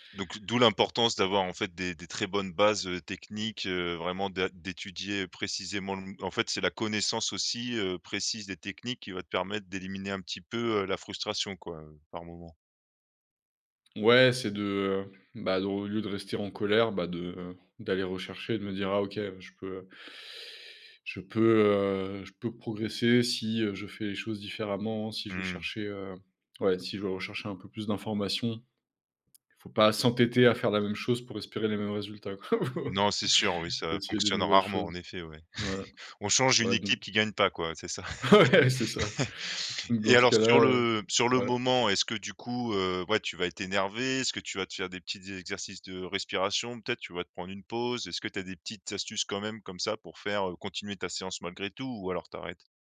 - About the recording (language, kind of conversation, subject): French, podcast, Comment gères-tu la frustration lorsque tu apprends une nouvelle discipline ?
- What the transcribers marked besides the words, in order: drawn out: "heu"; laugh; chuckle; laugh; laughing while speaking: "Ouais"